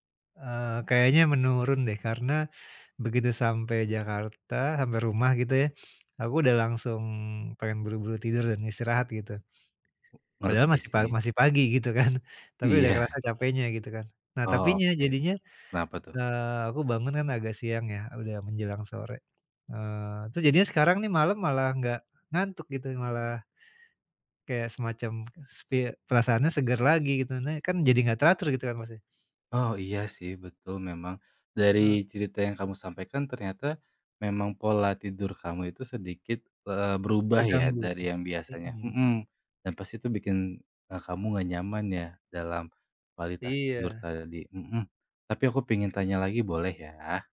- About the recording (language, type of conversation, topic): Indonesian, advice, Bagaimana cara mengatasi jet lag atau perubahan zona waktu yang mengganggu tidur saya?
- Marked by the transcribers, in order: other background noise